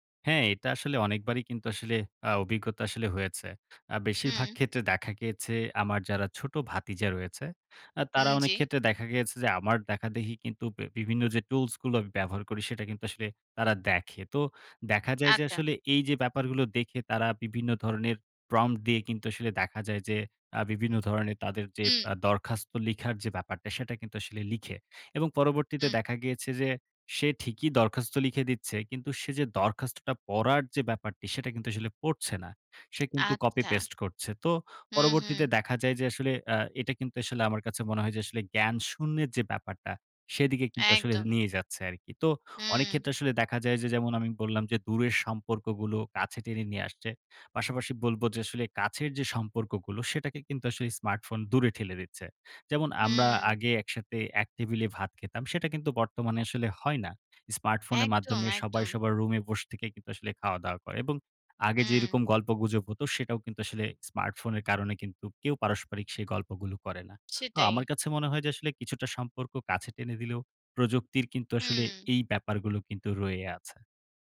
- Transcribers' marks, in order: in English: "promb"; "prompt" said as "promb"
- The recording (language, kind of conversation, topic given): Bengali, podcast, তোমার ফোন জীবনকে কীভাবে বদলে দিয়েছে বলো তো?